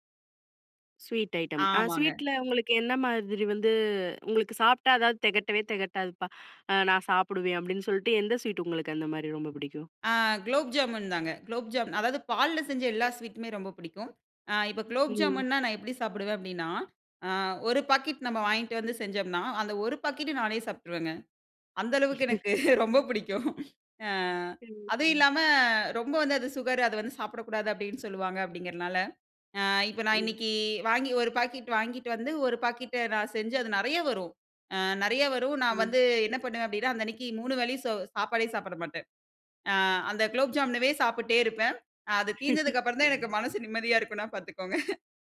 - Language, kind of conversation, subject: Tamil, podcast, பசியா அல்லது உணவுக்கான ஆசையா என்பதை எப்படி உணர்வது?
- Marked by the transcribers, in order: laughing while speaking: "அந்த அளவுக்கு எனக்கு ரொம்ப புடிக்கும்"; unintelligible speech; chuckle; chuckle